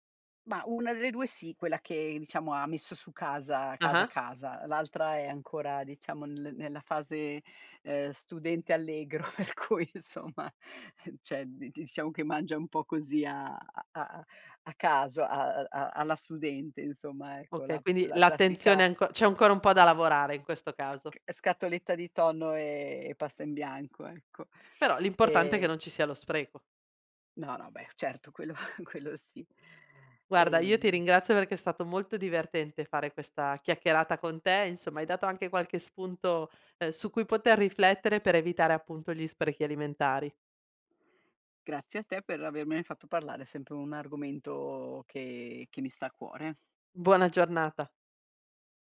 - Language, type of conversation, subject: Italian, podcast, Hai qualche trucco per ridurre gli sprechi alimentari?
- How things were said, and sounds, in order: laughing while speaking: "per cui insomma"; "cioè" said as "ceh"; chuckle